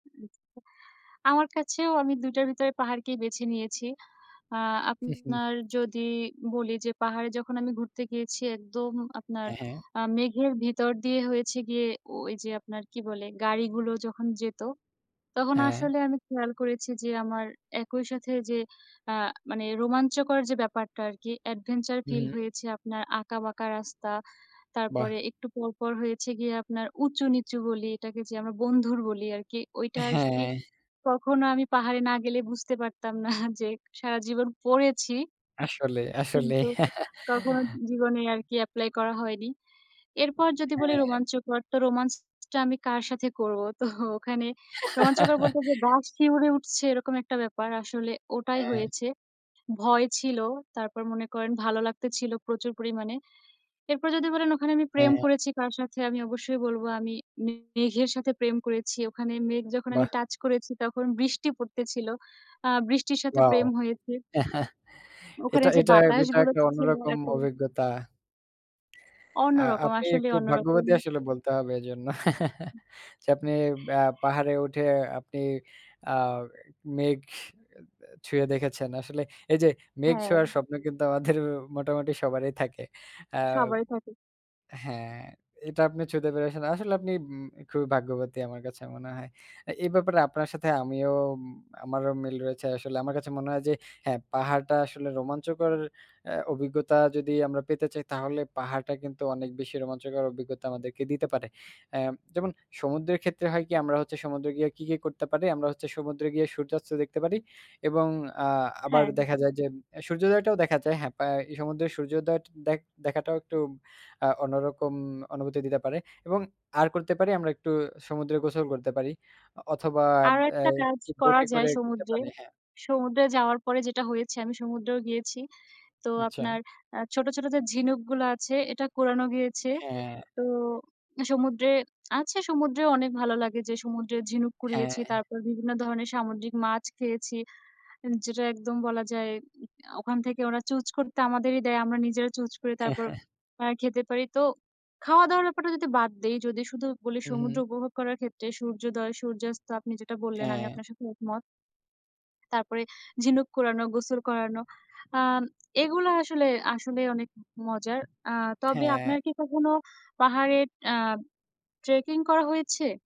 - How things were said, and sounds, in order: unintelligible speech; "আরকি" said as "আসকি"; laughing while speaking: "না"; chuckle; laughing while speaking: "তো ওখানে"; laugh; other background noise; chuckle; "এটা" said as "বেটা"; tapping; chuckle; laughing while speaking: "আমাদের"; tsk; laughing while speaking: "হ্যাঁ। হ্যাঁ"
- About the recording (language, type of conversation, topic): Bengali, unstructured, তোমার মতে কোনটি বেশি উপভোগ্য—সমুদ্রসৈকত নাকি পাহাড়?
- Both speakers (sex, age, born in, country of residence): female, 20-24, Bangladesh, Bangladesh; male, 20-24, Bangladesh, Bangladesh